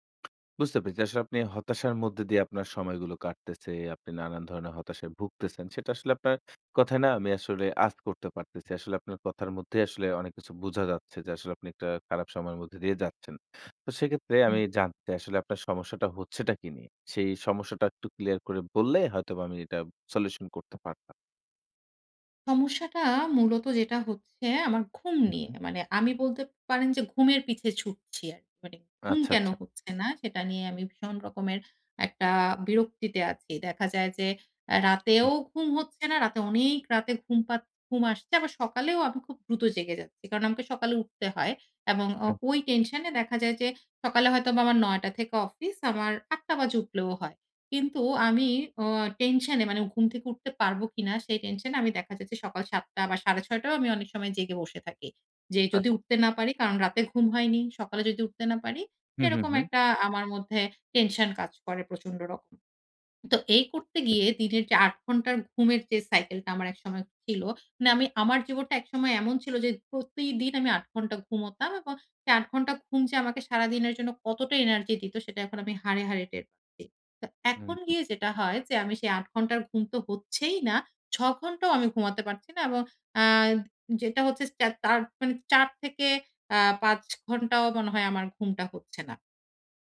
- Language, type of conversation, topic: Bengali, advice, সকালে খুব তাড়াতাড়ি ঘুম ভেঙে গেলে এবং রাতে আবার ঘুমাতে না পারলে কী করব?
- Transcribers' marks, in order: tapping; in English: "cycle"